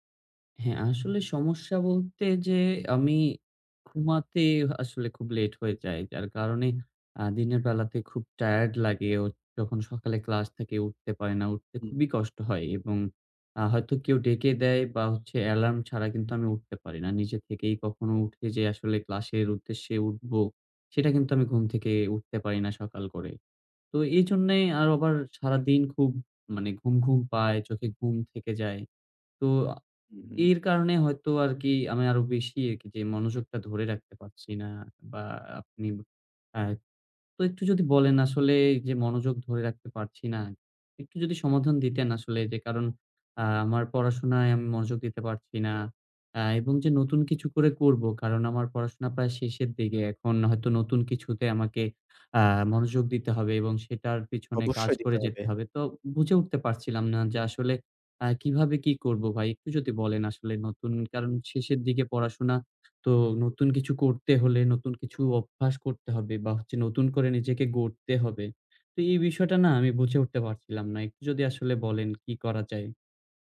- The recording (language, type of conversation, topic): Bengali, advice, কাজের মধ্যে মনোযোগ ধরে রাখার নতুন অভ্যাস গড়তে চাই
- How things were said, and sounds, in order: other background noise